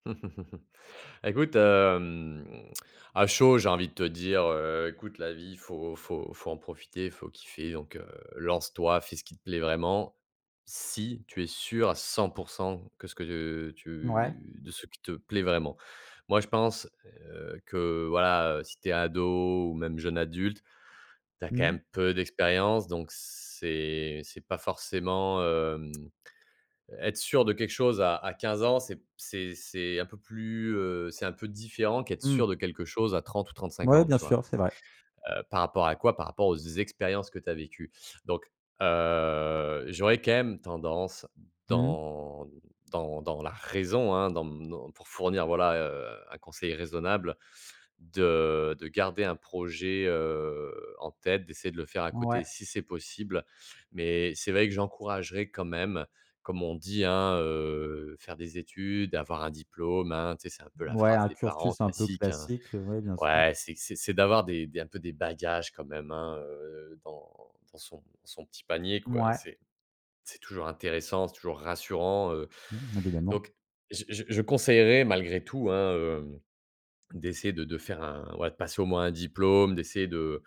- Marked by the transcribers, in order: chuckle; drawn out: "hem"; other background noise
- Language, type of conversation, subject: French, podcast, Comment choisis-tu entre la sécurité et la passion dans ton travail ?